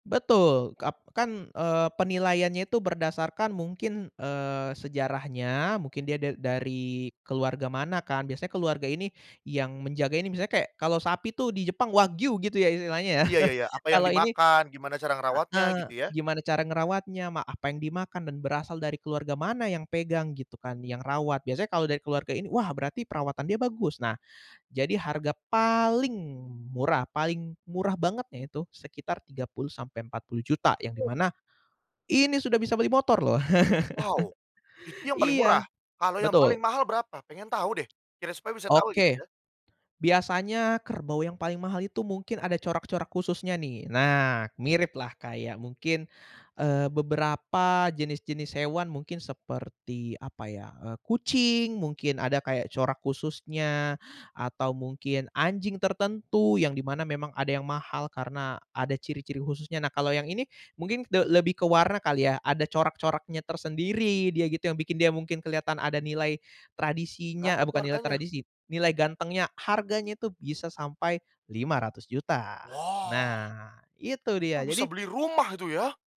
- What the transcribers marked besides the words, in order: stressed: "wagyu"; chuckle; other background noise; chuckle; tapping
- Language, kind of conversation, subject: Indonesian, podcast, Jika kamu boleh mengubah satu tradisi keluarga, tradisi apa yang akan kamu ubah dan mengapa?